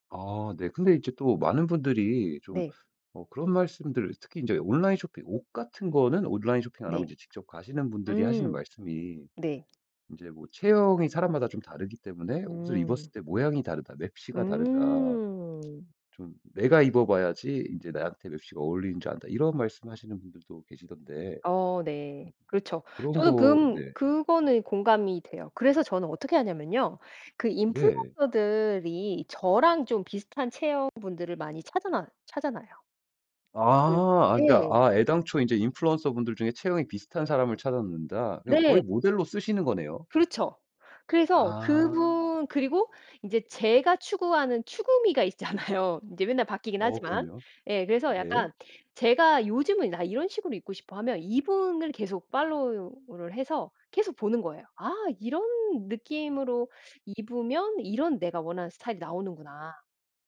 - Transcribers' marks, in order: other background noise; in English: "인플루언서들이"; in English: "인플루언서분들"; laughing while speaking: "있잖아요"; in English: "팔로우를"
- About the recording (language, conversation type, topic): Korean, podcast, 스타일 영감은 보통 어디서 얻나요?